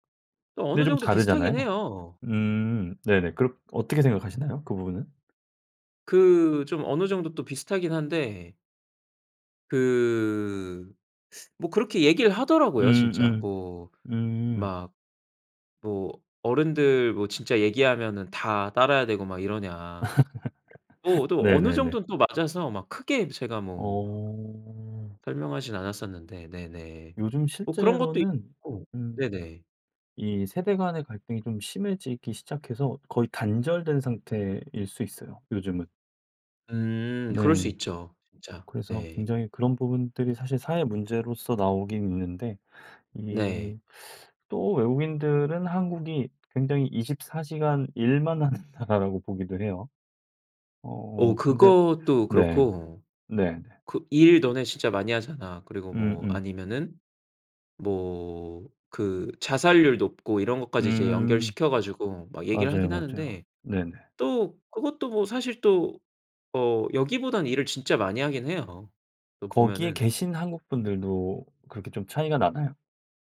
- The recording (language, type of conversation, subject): Korean, podcast, 네 문화에 대해 사람들이 오해하는 점은 무엇인가요?
- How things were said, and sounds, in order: tapping; laugh; other background noise; laughing while speaking: "나라라고"